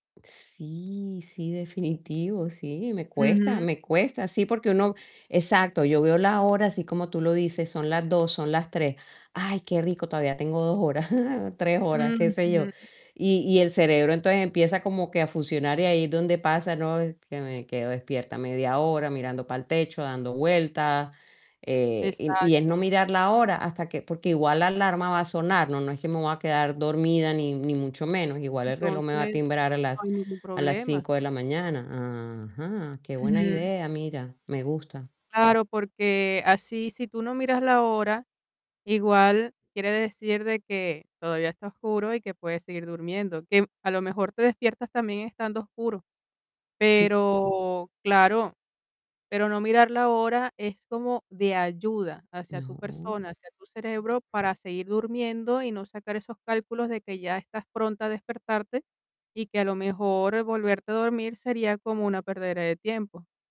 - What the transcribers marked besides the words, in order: tapping; static; laughing while speaking: "definitivo"; chuckle; other background noise
- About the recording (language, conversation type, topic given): Spanish, advice, ¿Cómo puedo mejorar la duración y la calidad de mi sueño?